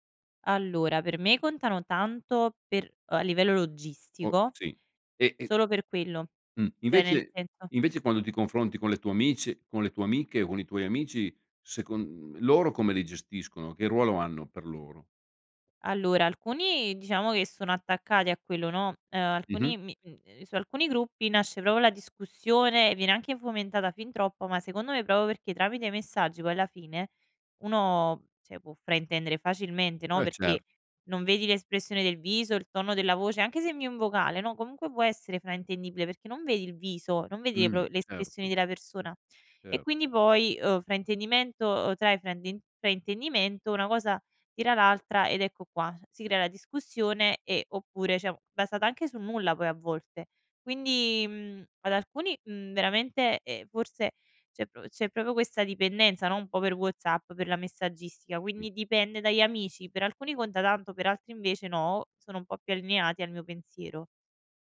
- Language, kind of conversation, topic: Italian, podcast, Che ruolo hanno i gruppi WhatsApp o Telegram nelle relazioni di oggi?
- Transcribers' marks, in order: other background noise; "proprio" said as "propio"; "proprio" said as "propio"